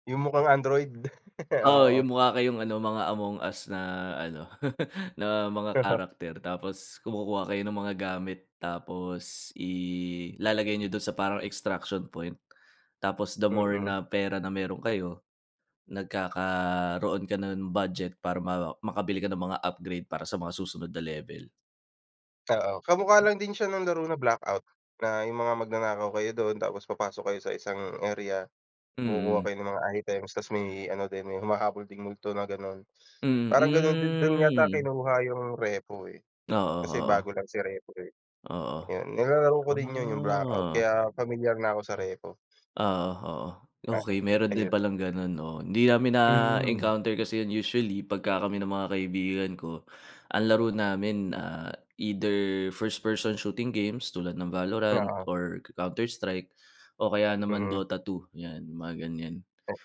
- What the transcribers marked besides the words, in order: chuckle; chuckle; other background noise; drawn out: "Ah"
- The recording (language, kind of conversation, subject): Filipino, unstructured, Ano ang mga benepisyo ng paglalaro ng mga larong bidyo sa pagbuo ng pagkakaibigan?